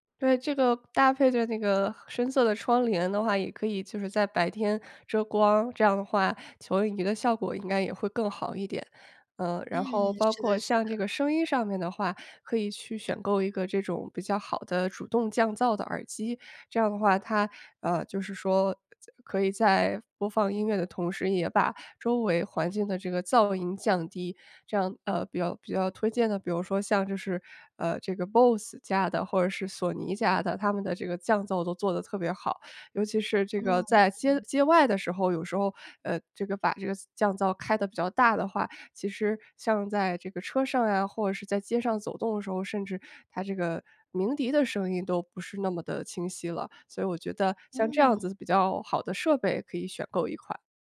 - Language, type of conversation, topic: Chinese, advice, 我怎么才能在家更容易放松并享受娱乐？
- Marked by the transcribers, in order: "投影仪" said as "球影仪"